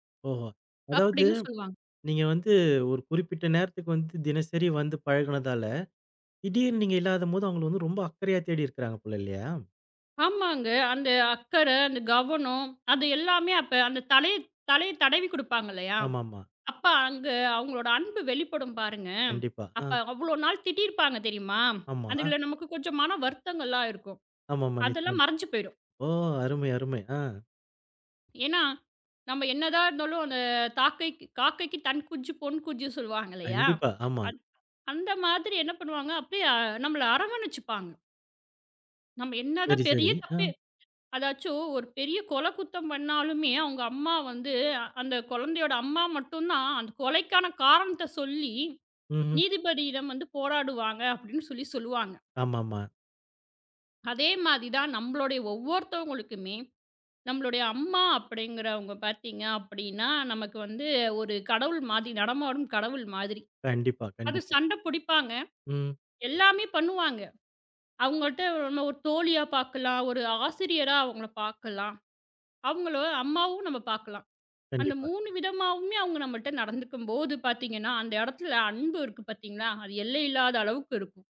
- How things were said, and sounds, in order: drawn out: "ஆமாம்மா"
- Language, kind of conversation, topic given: Tamil, podcast, குடும்பத்தினர் அன்பையும் கவனத்தையும் எவ்வாறு வெளிப்படுத்துகிறார்கள்?